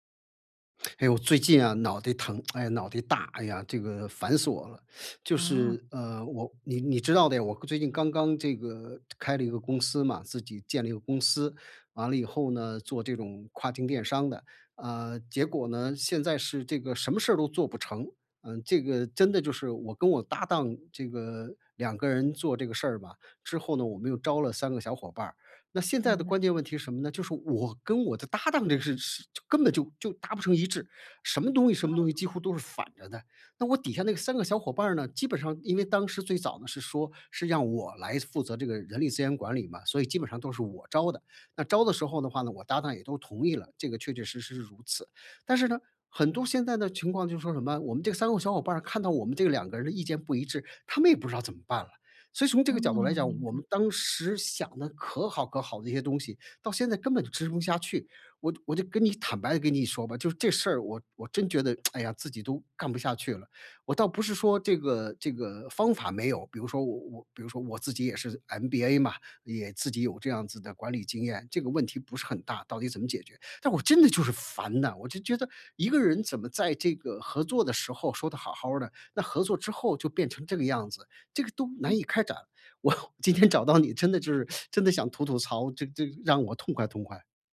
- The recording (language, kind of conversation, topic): Chinese, advice, 我如何在创业初期有效组建并管理一支高效团队？
- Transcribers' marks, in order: tsk; teeth sucking; tsk; laughing while speaking: "我今天找到你，真的就是 真的想吐吐槽，这 这让我痛快痛快"; teeth sucking